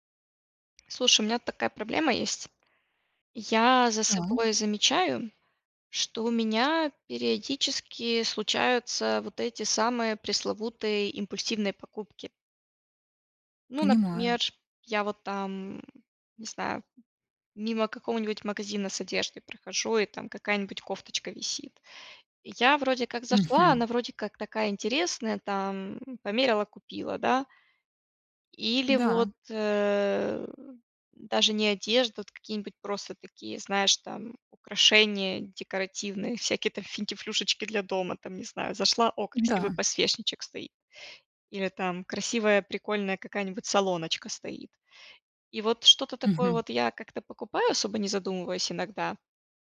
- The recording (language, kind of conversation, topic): Russian, advice, Как мне справляться с внезапными импульсами, которые мешают жить и принимать решения?
- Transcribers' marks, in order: other background noise; tapping